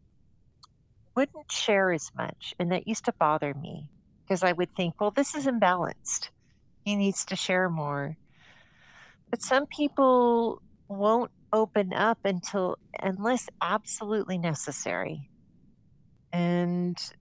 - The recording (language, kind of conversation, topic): English, unstructured, How can you encourage someone to open up about their feelings?
- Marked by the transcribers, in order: tapping